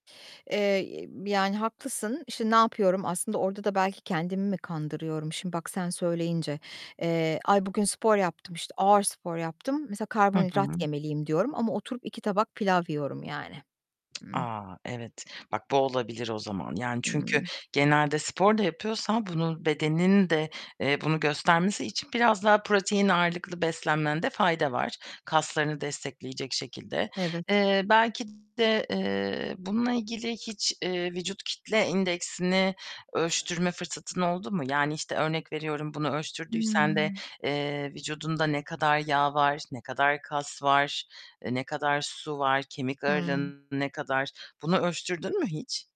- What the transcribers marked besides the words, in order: unintelligible speech; other background noise; static; tongue click; distorted speech
- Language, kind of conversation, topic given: Turkish, advice, Kilo verme motivasyonumu nasıl sürdürebilirim?
- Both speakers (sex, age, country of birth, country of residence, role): female, 30-34, Turkey, Germany, advisor; female, 55-59, Turkey, Poland, user